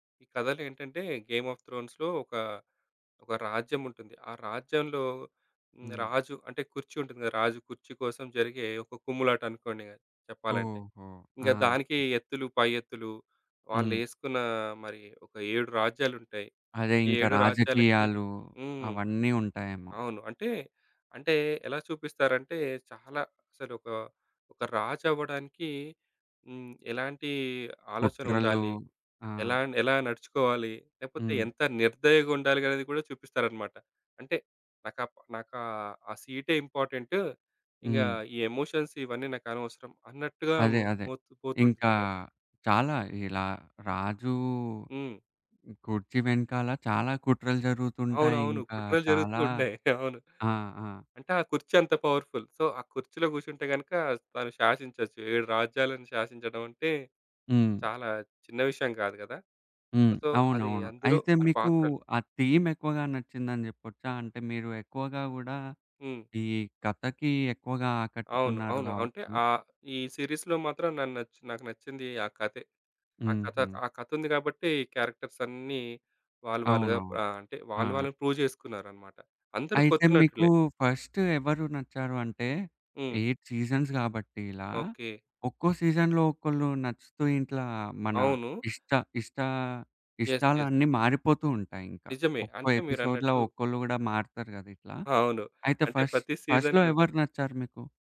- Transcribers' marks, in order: other background noise; in English: "ఎమోషన్స్"; chuckle; in English: "పవర్‌ఫుల్. సో"; in English: "సో"; in English: "థీమ్"; in English: "సిరీస్‌లో"; in English: "ప్రూవ్"; in English: "ఎయిట్ సీజన్స్"; in English: "సీజన్‌లో"; "ఇట్లా" said as "ఇంట్లా"; in English: "యెస్. యెస్"; in English: "ఎపిసోడ్‌లో"; in English: "ఫస్ట్ ఫస్ట్‌లో"; in English: "సీజన్‌లో"
- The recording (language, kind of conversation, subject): Telugu, podcast, పాత్రలేనా కథనమా — మీకు ఎక్కువగా హృదయాన్ని తాకేది ఏది?